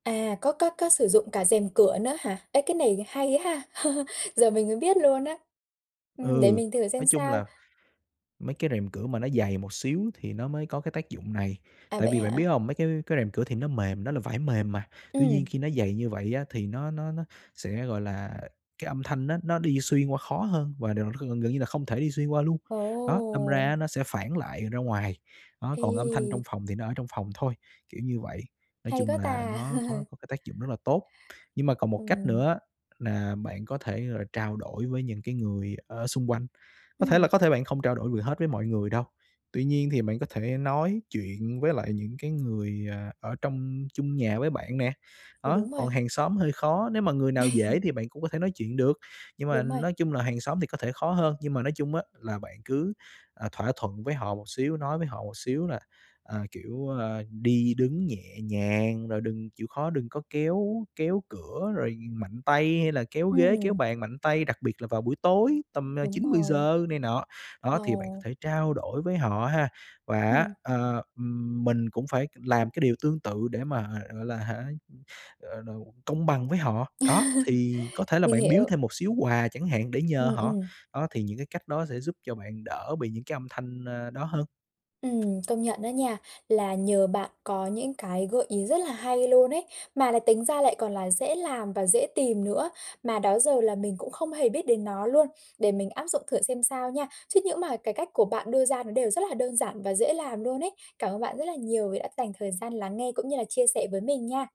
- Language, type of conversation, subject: Vietnamese, advice, Làm sao để không bị phân tâm bởi tiếng ồn ở nhà?
- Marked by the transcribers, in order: laugh; other background noise; laugh; laugh; tapping; laugh